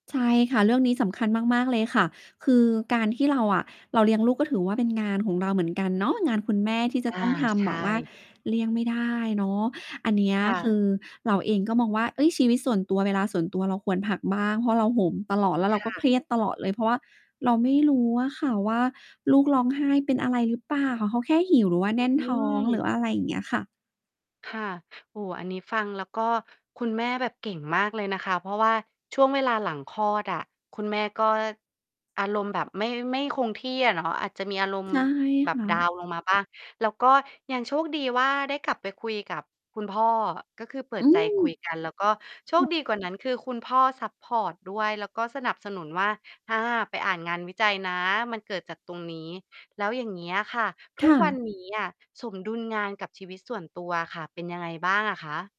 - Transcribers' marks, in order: mechanical hum; distorted speech
- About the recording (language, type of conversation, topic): Thai, podcast, เราจะทำอย่างไรให้มีสมดุลระหว่างงานกับชีวิตส่วนตัวดีขึ้น?